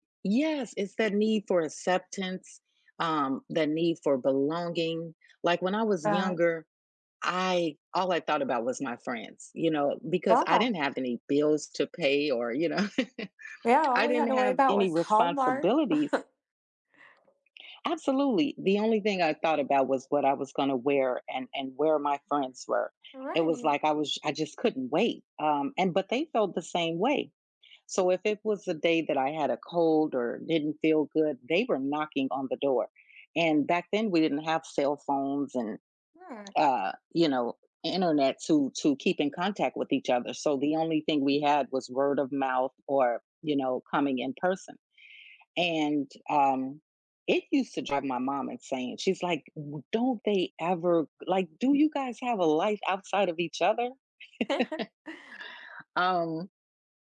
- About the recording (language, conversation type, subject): English, podcast, How do you define a meaningful and lasting friendship?
- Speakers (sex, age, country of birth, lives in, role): female, 25-29, United States, United States, host; female, 50-54, United States, United States, guest
- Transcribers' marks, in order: other background noise; laugh; chuckle; tapping; laugh